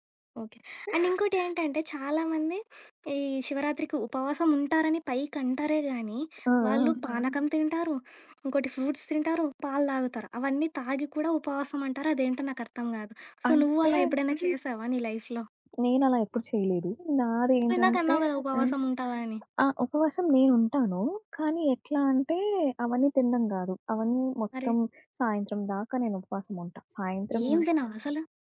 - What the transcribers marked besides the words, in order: in English: "అండ్"; sniff; background speech; other background noise; in English: "ఫ్రూట్స్"; tapping; in English: "సో"; in English: "లైఫ్‌లో?"
- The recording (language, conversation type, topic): Telugu, podcast, ఏ పండుగ వంటకాలు మీకు ప్రత్యేకంగా ఉంటాయి?